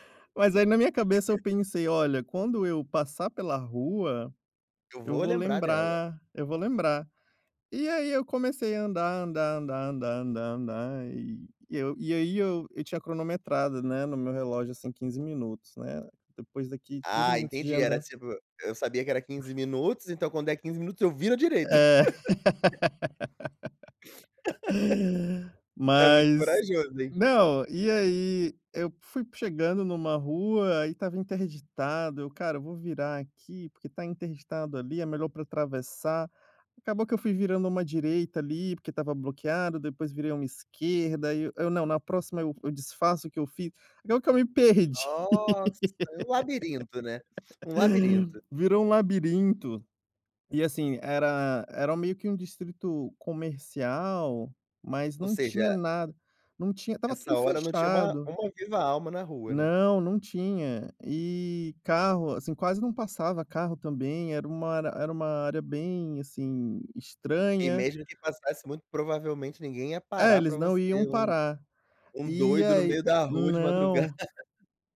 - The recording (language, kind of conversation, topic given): Portuguese, podcast, Você já se perdeu numa viagem? Como conseguiu se encontrar?
- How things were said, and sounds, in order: laugh; other background noise; laugh; laugh; laugh